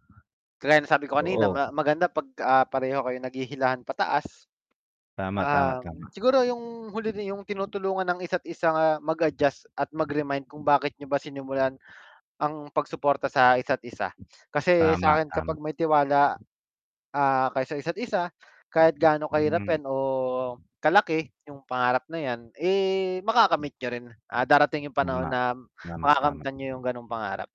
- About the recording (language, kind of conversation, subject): Filipino, unstructured, Paano ninyo sinusuportahan ang mga pangarap ng isa’t isa?
- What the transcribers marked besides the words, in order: wind; distorted speech; other background noise; tapping; mechanical hum